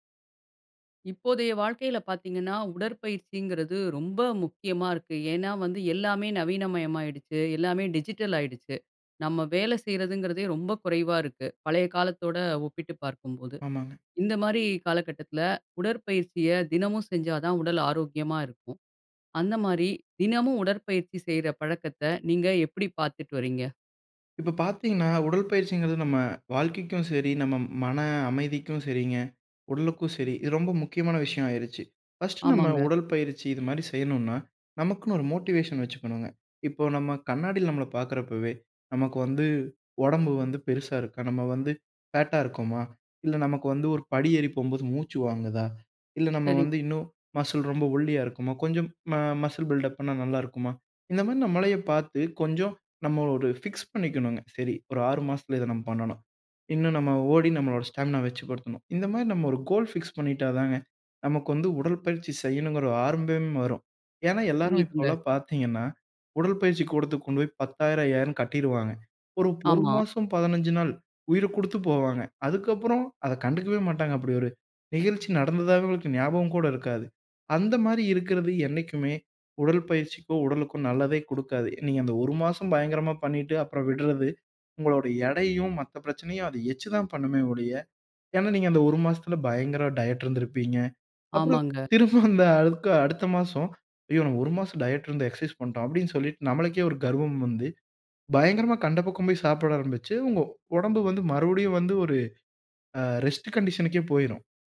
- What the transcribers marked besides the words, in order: in English: "டிஜிட்டல்"; other background noise; in English: "ஃபர்ஸ்ட்"; in English: "மோட்டிவேஷன்"; in English: "மஸில்"; in English: "மஸில் பில்டப்"; in English: "ஃபிக்ஸ்"; in English: "ஸ்டாமினாவ ரிச்"; in English: "கோல் பிக்ஸ்"; laughing while speaking: "திரும்பவும் அந்த"; in English: "ரெஸ்ட் கண்டிஷனுக்கே"
- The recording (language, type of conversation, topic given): Tamil, podcast, ஒவ்வொரு நாளும் உடற்பயிற்சி பழக்கத்தை எப்படி தொடர்ந்து வைத்துக்கொள்கிறீர்கள்?